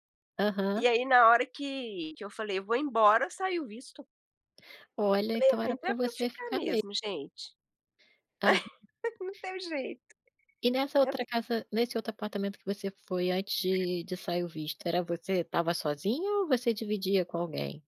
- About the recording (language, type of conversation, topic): Portuguese, podcast, Como você escolhe onde morar?
- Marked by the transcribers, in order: laugh; laughing while speaking: "Não teve jeito"; other background noise